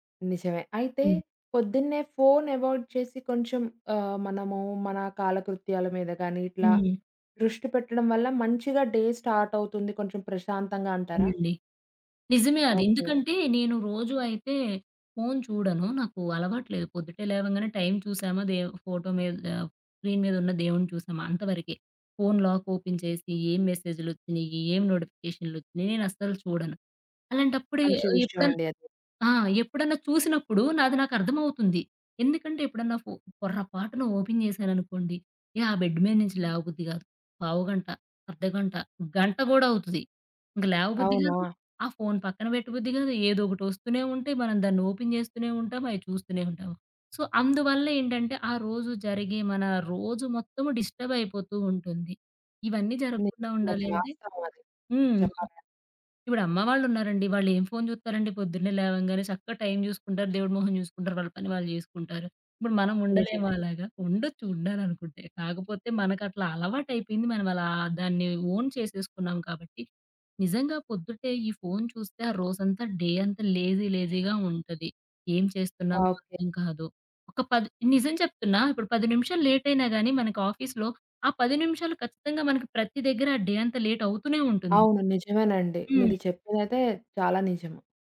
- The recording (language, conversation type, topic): Telugu, podcast, ఉదయం ఎనర్జీ పెరగడానికి మీ సాధారణ అలవాట్లు ఏమిటి?
- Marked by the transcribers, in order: in English: "అవాయిడ్"; in English: "డే"; in English: "స్క్రీన్"; in English: "లాక్ ఓపెన్"; in English: "ఓపెన్"; in English: "బెడ్"; in English: "ఓపెన్"; in English: "సో"; tapping; other background noise; in English: "డిస్టర్బ్"; in English: "ఓన్"; in English: "డే"; in English: "లేజీ లేజీగా"; in English: "ఆఫీస్‌లో"; in English: "డే"